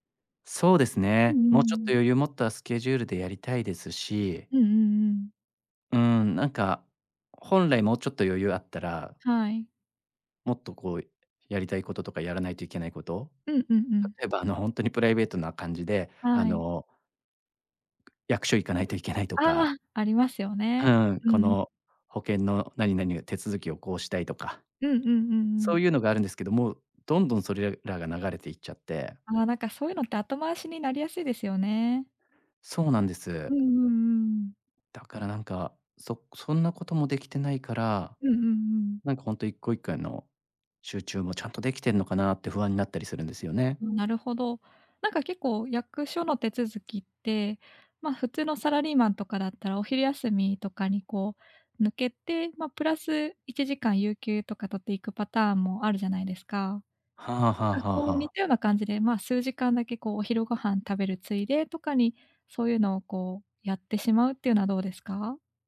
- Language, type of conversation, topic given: Japanese, advice, 複数のプロジェクトを抱えていて、どれにも集中できないのですが、どうすればいいですか？
- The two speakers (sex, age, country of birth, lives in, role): female, 25-29, Japan, Japan, advisor; male, 40-44, Japan, Japan, user
- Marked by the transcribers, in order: tapping; unintelligible speech; other background noise